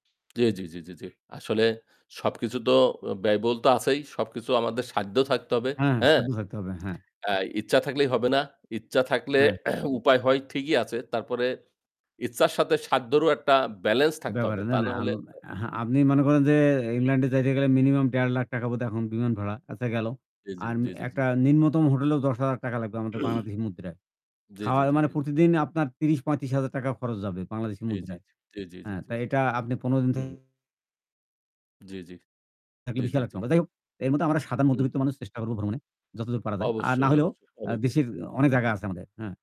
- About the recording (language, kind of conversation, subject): Bengali, unstructured, ভ্রমণে গিয়ে আপনি সবচেয়ে বেশি কী শিখেছেন?
- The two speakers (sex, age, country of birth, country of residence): male, 25-29, Bangladesh, Bangladesh; male, 60-64, Bangladesh, Bangladesh
- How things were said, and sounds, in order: tapping; other background noise; throat clearing; distorted speech; throat clearing; mechanical hum; unintelligible speech; static